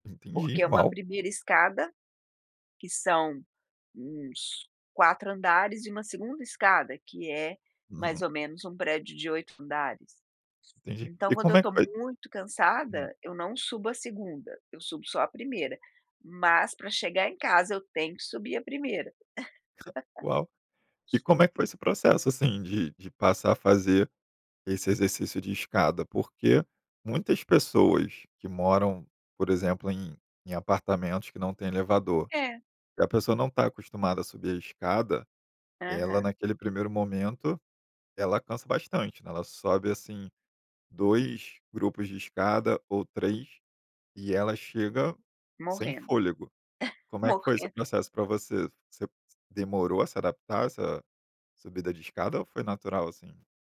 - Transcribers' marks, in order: tapping; laugh; laughing while speaking: "Morrendo"
- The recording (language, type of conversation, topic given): Portuguese, podcast, Qual é um hábito de exercício que funciona para você?